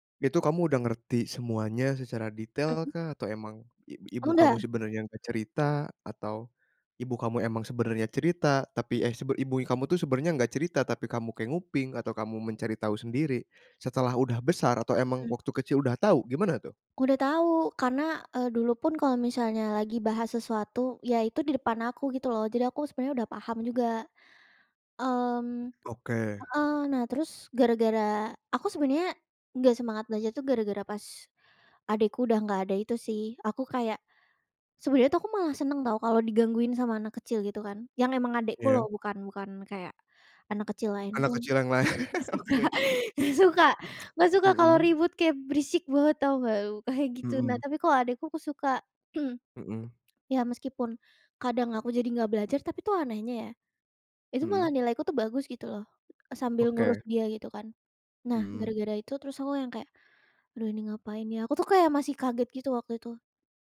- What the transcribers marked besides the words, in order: other background noise; laughing while speaking: "Nggak suka nggak suka"; laughing while speaking: "lain. Oke"; throat clearing
- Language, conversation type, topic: Indonesian, podcast, Kapan kamu pernah merasa berada di titik terendah, dan apa yang membuatmu bangkit?